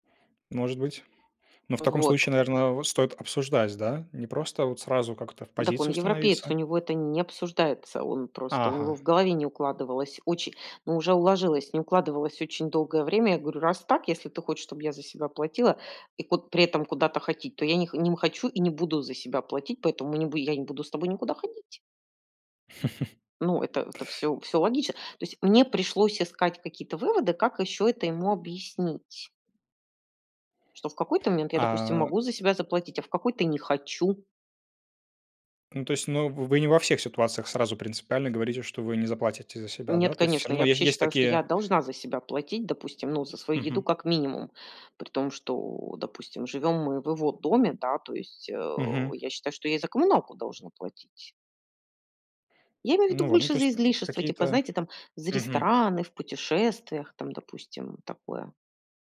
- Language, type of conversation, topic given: Russian, unstructured, Что для тебя значит компромисс?
- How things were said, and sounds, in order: other background noise; tapping; "ходить" said as "хотить"; chuckle; grunt